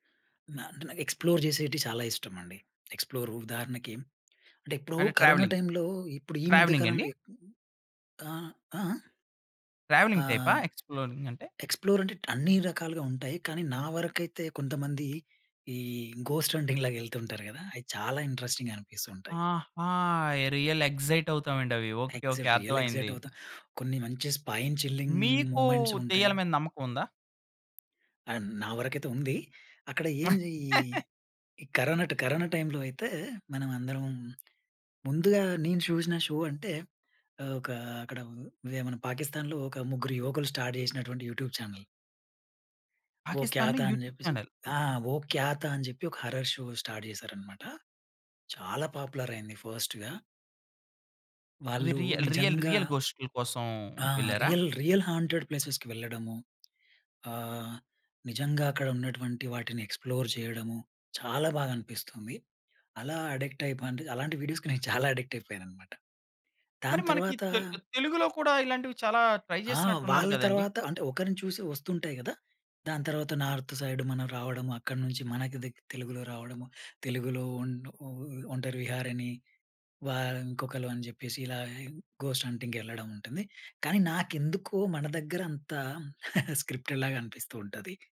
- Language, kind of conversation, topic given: Telugu, podcast, నువ్వు ఎవరికైనా సిఫార్సు చేయదగిన, ఒక్కసారిగా వరుసగా చూసేలా చేసే ఉత్తమ ధారావాహిక ఏది?
- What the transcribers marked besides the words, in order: in English: "ఎక్స్‌ప్లోర్"; tapping; in English: "ఎక్స్‌ప్లోర్"; in English: "ట్రావెలింగ్"; other background noise; in English: "ఎక్స్‌ప్లోర్"; in English: "ట్రావెలింగ్"; in English: "ఎక్స్‌ప్లోరింగ్"; in English: "ఘోస్ట్ హంటింగ్"; in English: "ఇంట్రెస్టింగ్‌గా"; in English: "రియల్ ఎక్సైట్"; in English: "ఎక్సైట్, రియల్ ఎక్సైట్"; in English: "స్పైన్ చిల్లింగ్ మూవ్‌మెంట్స్"; in English: "అండ్"; laugh; in English: "షో"; in English: "స్టార్ట్"; in English: "యూట్యూబ్ చానెల్"; in Hindi: "వో క్యా థా?"; in English: "యూట్యూబ్ చానెల్!"; in Hindi: "వో క్యా థా?"; in English: "హారర్ షో స్టార్ట్"; in English: "పాపులర్"; in English: "ఫాస్ట్‌గా"; in English: "రియల్, రియల్"; in English: "రియల్, రియల్ హాంటెడ్ ప్లేసెస్‌కి"; in English: "ఎక్స్‌ప్లోర్"; in English: "అడిక్ట్"; in English: "వీడియోస్‌కి"; giggle; in English: "అడిక్ట్"; in English: "ట్రై"; in English: "నార్త్ సైడ్"; in English: "ఘోస్ట్ హంటింగ్"; chuckle; in English: "స్క్రిప్టెడ్"